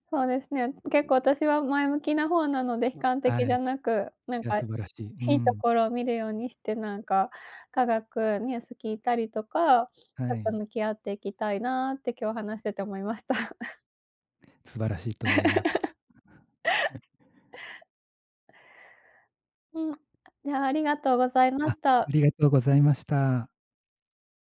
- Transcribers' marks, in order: other background noise; laughing while speaking: "思いました"; chuckle; laugh; chuckle; tapping
- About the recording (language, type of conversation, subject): Japanese, unstructured, 最近、科学について知って驚いたことはありますか？